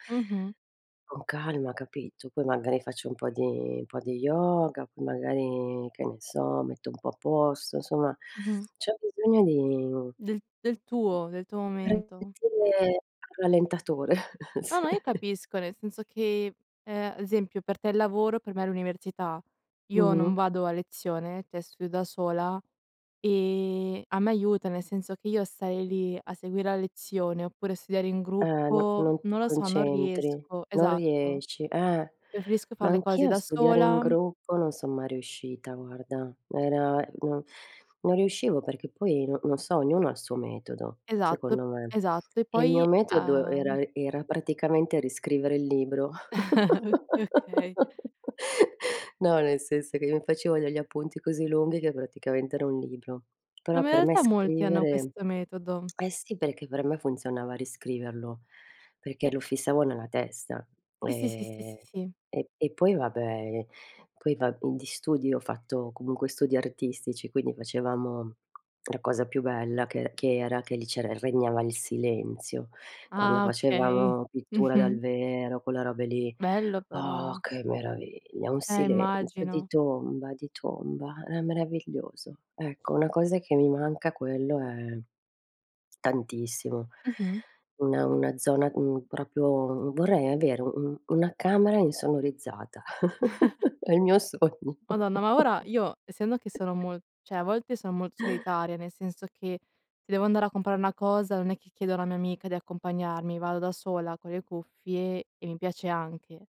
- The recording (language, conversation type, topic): Italian, unstructured, Cosa ti piace fare quando sei in compagnia?
- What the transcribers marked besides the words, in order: other background noise; chuckle; laughing while speaking: "Sì"; "esempio" said as "asempio"; chuckle; tapping; "proprio" said as "propio"; chuckle; chuckle; laughing while speaking: "È il mio sogno"; chuckle